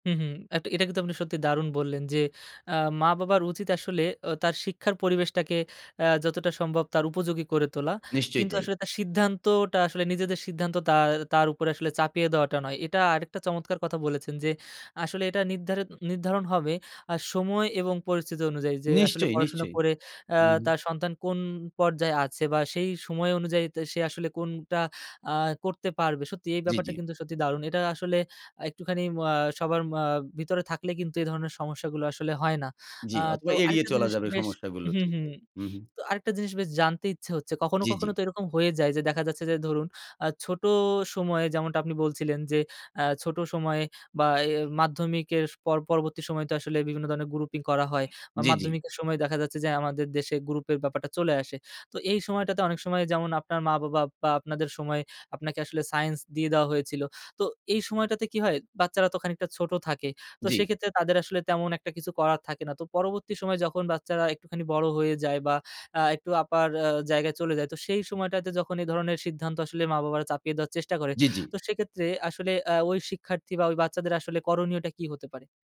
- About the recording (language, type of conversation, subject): Bengali, podcast, শিক্ষা ও ক্যারিয়ার নিয়ে বাবা-মায়ের প্রত্যাশা ভিন্ন হলে পরিবারে কী ঘটে?
- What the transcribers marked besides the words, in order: in English: "grouping"; in English: "group"; in English: "science"